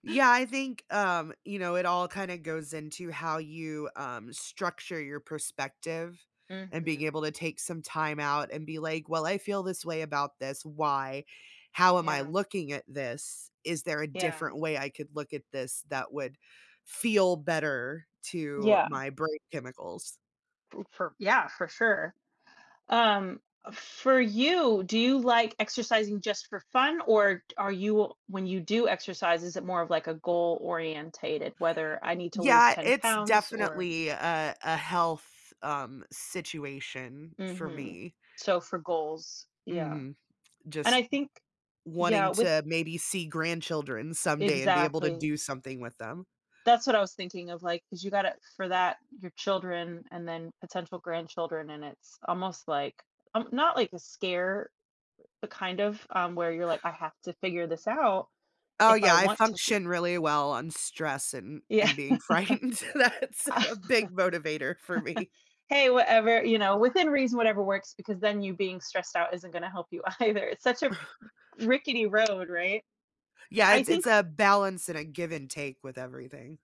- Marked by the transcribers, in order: tapping; other background noise; laughing while speaking: "Yeah"; chuckle; laughing while speaking: "frightened, that's a"; laughing while speaking: "for me"; laughing while speaking: "either"; chuckle
- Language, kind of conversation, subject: English, unstructured, What helps you stay committed to regular exercise over time?
- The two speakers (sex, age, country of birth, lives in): female, 35-39, United States, United States; female, 45-49, United States, United States